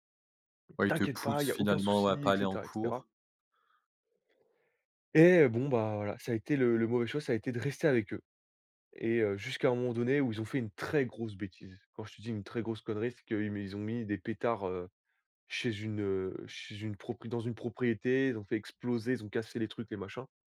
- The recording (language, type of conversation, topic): French, podcast, Peux-tu raconter un mauvais choix qui t’a finalement appris quelque chose ?
- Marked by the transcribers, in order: tapping; stressed: "très"